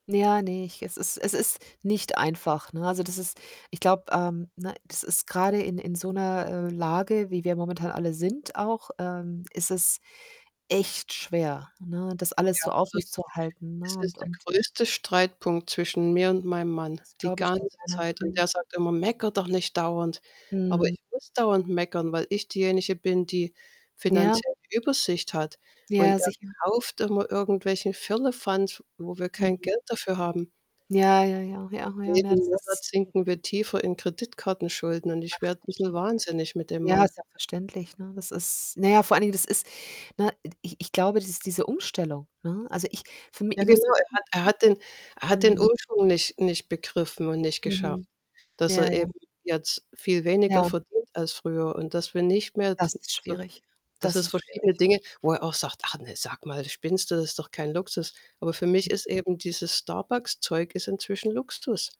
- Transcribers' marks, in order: distorted speech; static; unintelligible speech; unintelligible speech
- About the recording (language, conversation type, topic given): German, unstructured, Woran merkst du, dass dir Geld Sorgen macht?